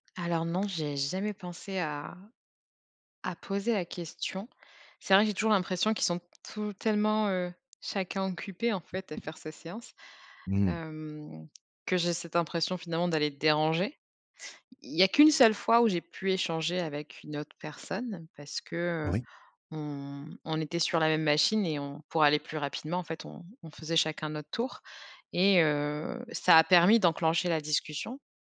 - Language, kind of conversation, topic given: French, advice, Comment gérer l’anxiété à la salle de sport liée au regard des autres ?
- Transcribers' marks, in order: tapping